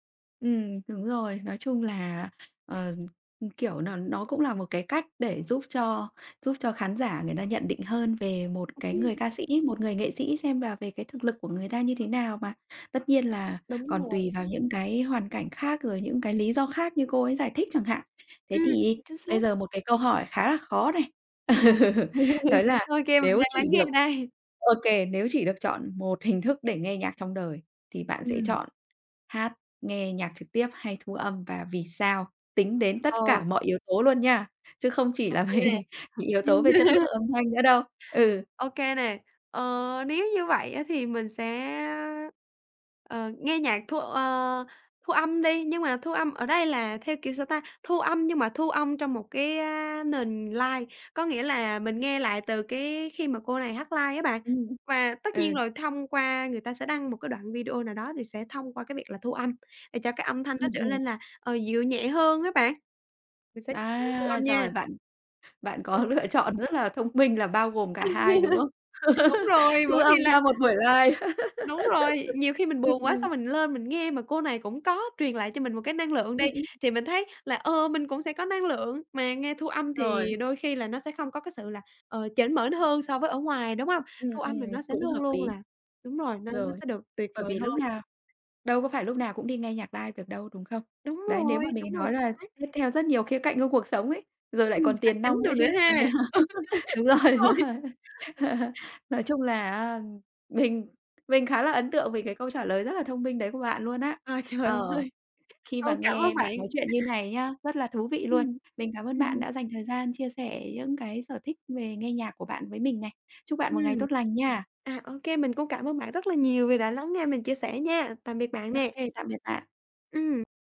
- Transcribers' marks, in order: tapping; chuckle; laugh; laughing while speaking: "đây"; other background noise; chuckle; unintelligible speech; laughing while speaking: "có lựa chọn"; laugh; chuckle; laugh; unintelligible speech; "mảng" said as "mển"; laughing while speaking: "cho nên đúng rồi, đúng rồi"; laugh; laughing while speaking: "Đúng rồi"; chuckle; laughing while speaking: "trời ơi"; chuckle
- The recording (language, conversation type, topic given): Vietnamese, podcast, Vì sao bạn thích xem nhạc sống hơn nghe bản thu âm?